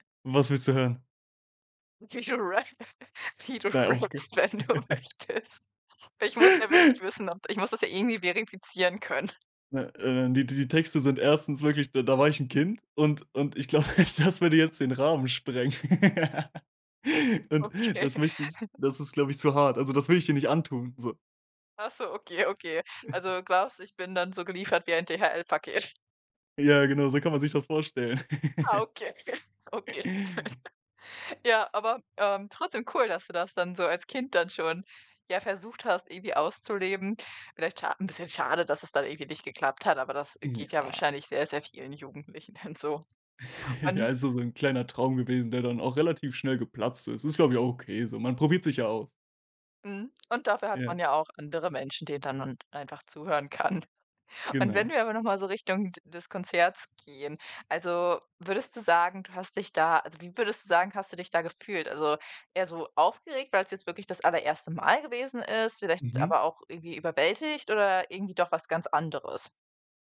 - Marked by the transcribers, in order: unintelligible speech; laughing while speaking: "Rap. Wie du rappst, wenn du möchtest"; unintelligible speech; chuckle; laughing while speaking: "glaube"; laugh; laughing while speaking: "Okay"; giggle; chuckle; laughing while speaking: "okay, okay, okay"; giggle; chuckle; laughing while speaking: "dann"; laughing while speaking: "kann"
- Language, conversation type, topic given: German, podcast, Woran erinnerst du dich, wenn du an dein erstes Konzert zurückdenkst?